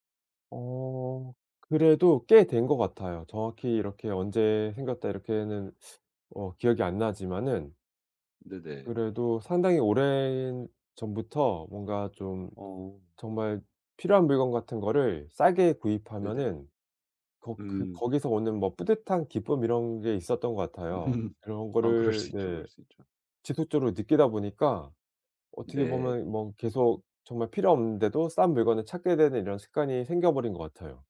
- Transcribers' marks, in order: tapping; other background noise; "오래전부터" said as "오랜전부터"; laughing while speaking: "음"
- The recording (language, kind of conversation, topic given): Korean, advice, 공허감을 소비로 채우려는 경우 예산을 지키면서 소비를 줄이려면 어떻게 해야 할까요?